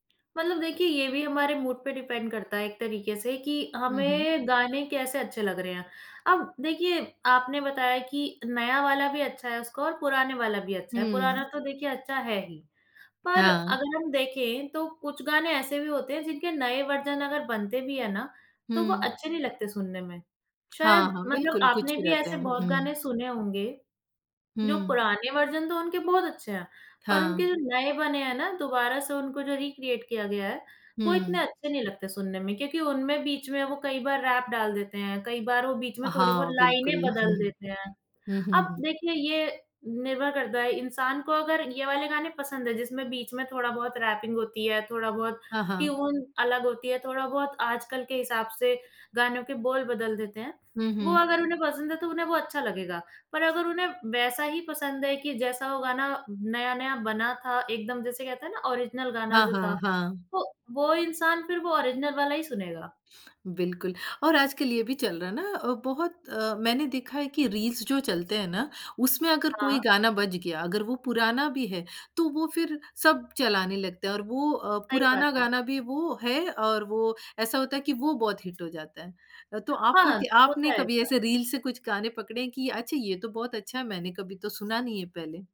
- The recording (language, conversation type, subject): Hindi, podcast, फिल्मी गानों ने आपकी पसंद पर कैसे असर डाला?
- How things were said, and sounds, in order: in English: "मूड"; in English: "डिपेंड"; in English: "वर्ज़न"; in English: "वर्ज़न"; in English: "रिक्रिएट"; in English: "रैप"; other background noise; in English: "रैपिंग"; in English: "ट्यून"; in English: "ओरिजिनल"; in English: "ओरिजिनल"; in English: "हिट"